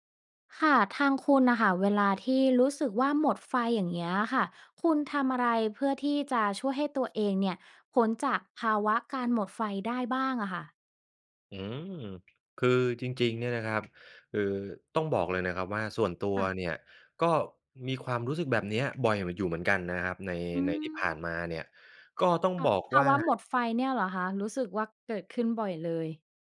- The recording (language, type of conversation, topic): Thai, podcast, เวลารู้สึกหมดไฟ คุณมีวิธีดูแลตัวเองอย่างไรบ้าง?
- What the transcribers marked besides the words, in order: none